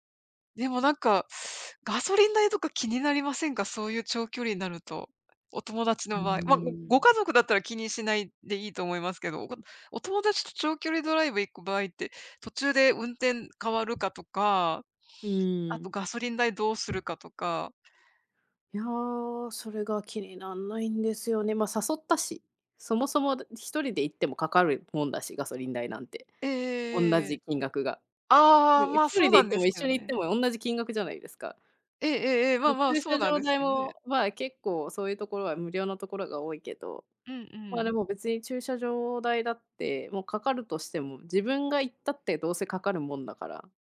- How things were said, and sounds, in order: other background noise
- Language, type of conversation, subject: Japanese, unstructured, 家族や友達と一緒に過ごすとき、どんな楽しみ方をしていますか？